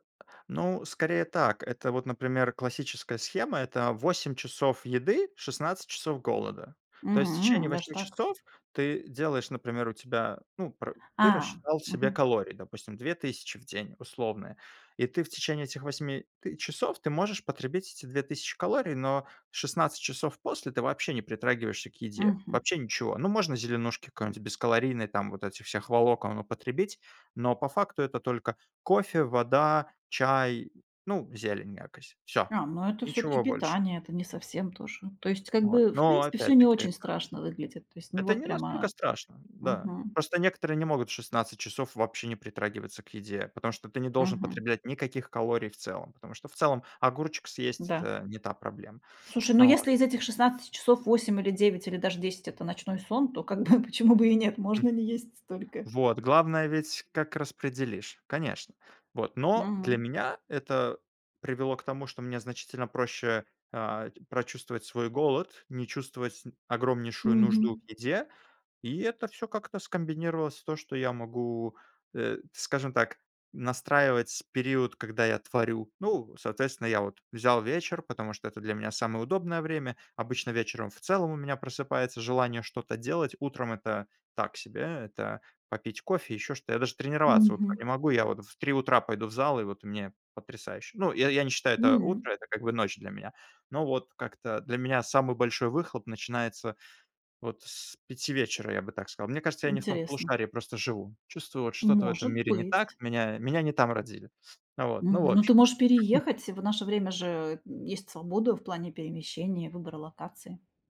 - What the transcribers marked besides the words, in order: tapping; chuckle; chuckle
- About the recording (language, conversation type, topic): Russian, podcast, Какой распорядок дня помогает тебе творить?